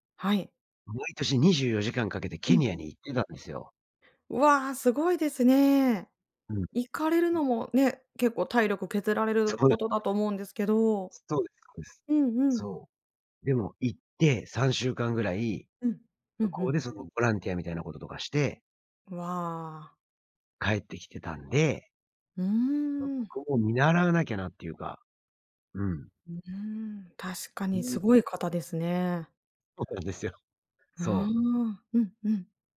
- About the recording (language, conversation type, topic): Japanese, advice, 退職後に新しい日常や目的を見つけたいのですが、どうすればよいですか？
- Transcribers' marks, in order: unintelligible speech; laughing while speaking: "そうなんですよ"